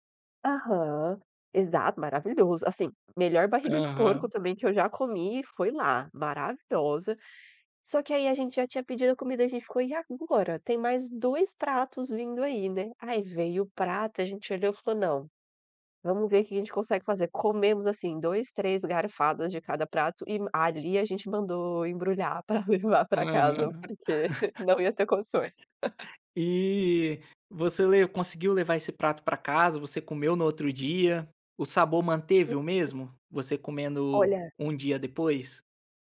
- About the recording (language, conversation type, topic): Portuguese, podcast, Qual foi a melhor comida que você já provou e por quê?
- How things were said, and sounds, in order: laugh; chuckle; unintelligible speech; tapping